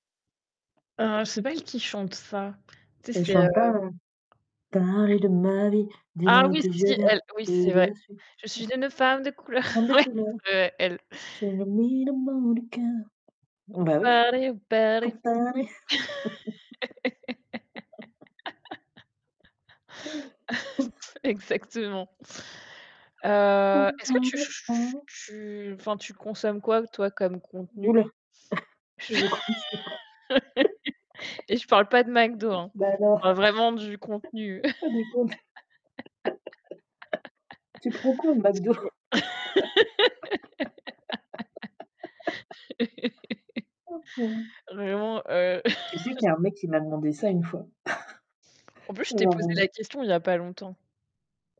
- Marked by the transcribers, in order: tapping; other background noise; distorted speech; singing: "parler de ma vie, dis-moi … de la suite"; singing: "Je suis une femme de couleur"; chuckle; singing: "Femme de couleur. J'ai le mine au mot du cœur"; singing: "Parler ou parler"; laugh; singing: "pour parler"; laugh; singing: "pour que tu en restes en haut"; chuckle; laugh; laugh; laugh; laugh; static; laugh; chuckle; laugh; laugh; chuckle
- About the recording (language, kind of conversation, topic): French, unstructured, Quelle est votre relation avec les réseaux sociaux ?